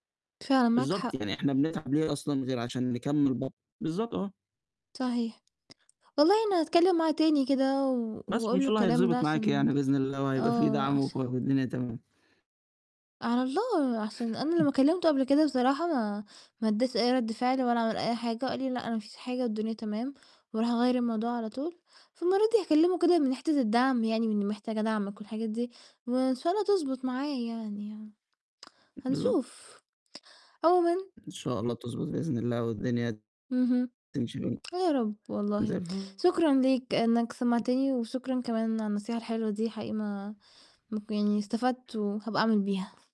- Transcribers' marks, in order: distorted speech; tapping; other noise; tsk; other background noise
- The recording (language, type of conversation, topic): Arabic, advice, إيه اللي مخلّيك حاسس إن شريكك مش بيدعمك عاطفيًا، وإيه الدعم اللي محتاجه منه؟